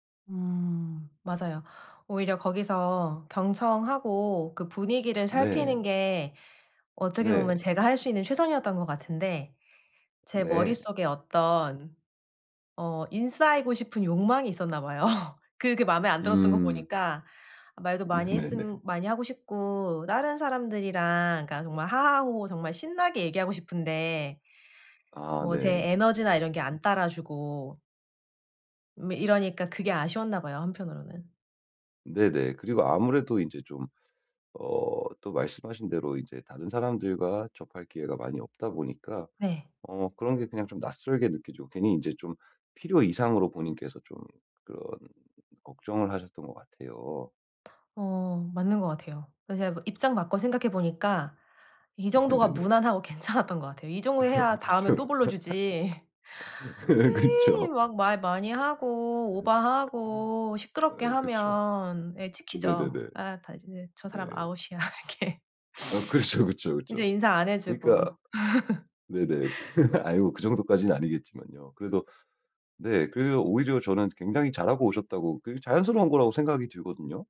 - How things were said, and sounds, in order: laughing while speaking: "봐요"; laughing while speaking: "네네네"; laughing while speaking: "네네네"; laughing while speaking: "괜찮았던"; laughing while speaking: "그쵸. 그쵸"; laugh; laughing while speaking: "불러주지"; laughing while speaking: "아웃이야.' 이렇게"; laughing while speaking: "어 그렇죠, 그쵸"; sniff; laugh
- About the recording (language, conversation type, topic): Korean, advice, 파티에 초대받아도 대화가 어색할 때 어떻게 하면 좋을까요?